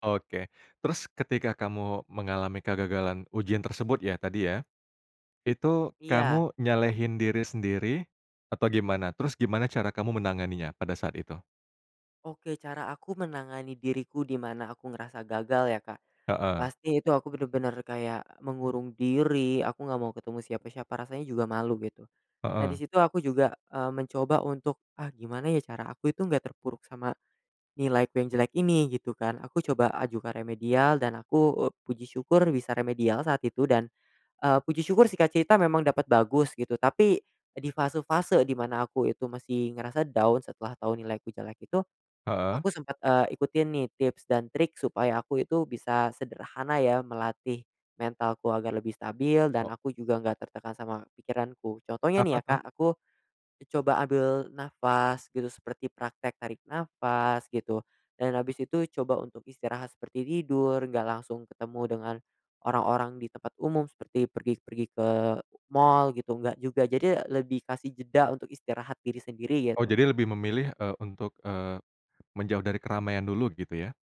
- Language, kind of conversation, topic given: Indonesian, podcast, Bagaimana cara Anda belajar dari kegagalan tanpa menyalahkan diri sendiri?
- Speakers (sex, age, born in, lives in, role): male, 20-24, Indonesia, Indonesia, guest; male, 35-39, Indonesia, Indonesia, host
- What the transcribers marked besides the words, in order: in English: "down"